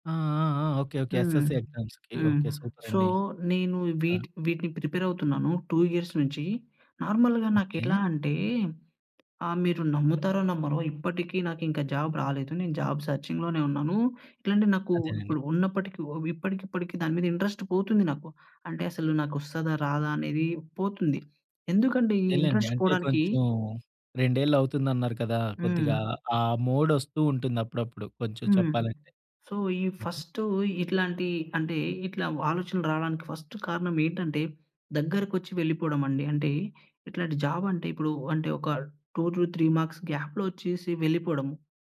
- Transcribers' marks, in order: in English: "ఎస్ఎస్‌సీ ఎగ్జామ్స్‌కి"; in English: "సో"; in English: "టూ ఇయర్స్"; in English: "నార్మల్‌గా"; tapping; in English: "జాబ్"; in English: "జాబ్"; in English: "ఇంట్రస్ట్"; in English: "ఇంట్రస్ట్"; in English: "సో"; in English: "ఫస్ట్"; in English: "ఫస్ట్"; in English: "టూ టు త్రీ మార్క్స్ గ్యాప్‌లో"
- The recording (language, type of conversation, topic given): Telugu, podcast, ఒంటరిగా అనిపించినప్పుడు ముందుగా మీరు ఏం చేస్తారు?